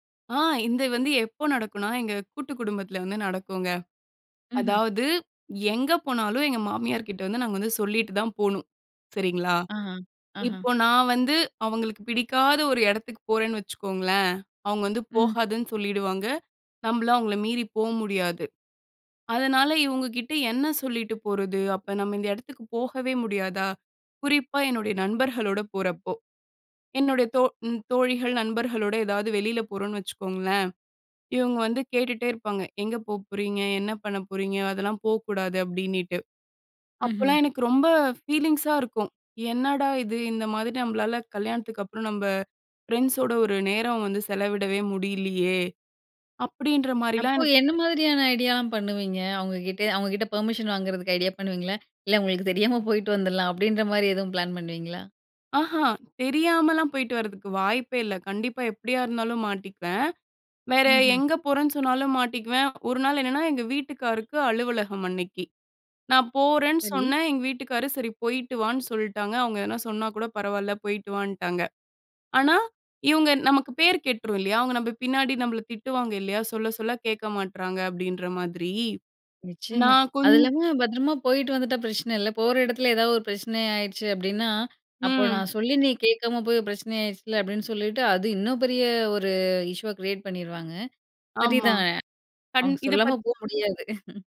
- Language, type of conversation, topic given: Tamil, podcast, ஒரு புதிய யோசனை மனதில் தோன்றினால் முதலில் நீங்கள் என்ன செய்வீர்கள்?
- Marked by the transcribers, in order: "இது" said as "இந்த"; sad: "என்னடா இது! இந்த மாதிரி நம்மளால … வந்து செலவிடவே முடிலியே"; laughing while speaking: "அவங்களுக்கு தெரியாம போயிட்டு வந்துடலாம்"; in English: "இஷ்யூவ கிரியேட்"; laugh